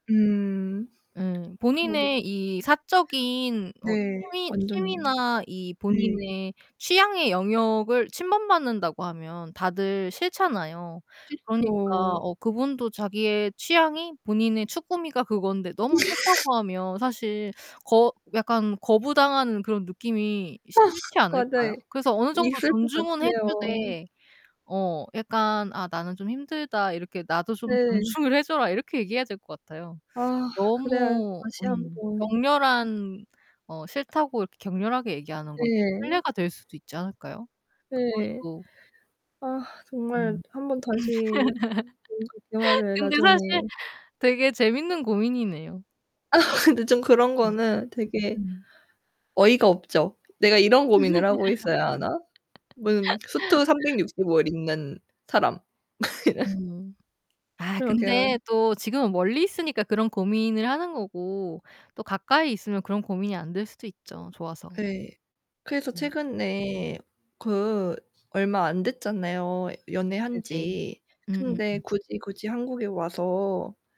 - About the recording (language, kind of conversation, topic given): Korean, unstructured, 연애에서 가장 중요한 가치는 무엇이라고 생각하시나요?
- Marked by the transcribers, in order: static; other background noise; distorted speech; laugh; tapping; laugh; laughing while speaking: "아"; laugh; laugh